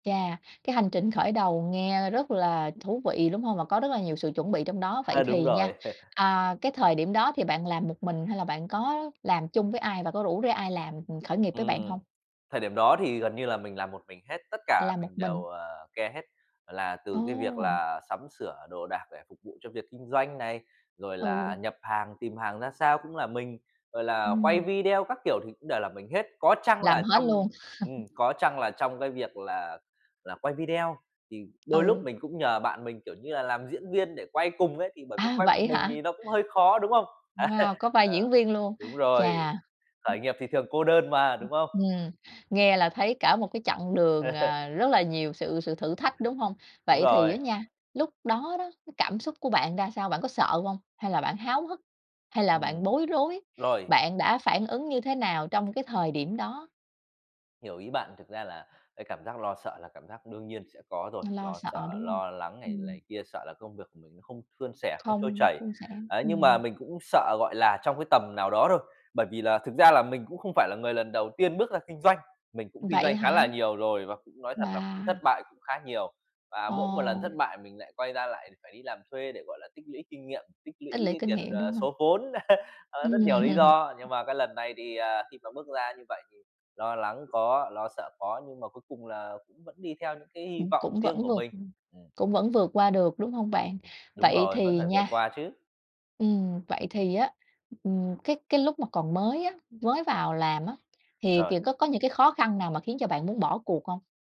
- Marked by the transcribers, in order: tapping; laugh; in English: "care"; laugh; laughing while speaking: "Á"; other background noise; laugh; laugh; laughing while speaking: "Ừm"
- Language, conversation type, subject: Vietnamese, podcast, Bạn có thể kể về một khoảnh khắc đã thay đổi sự nghiệp của mình không?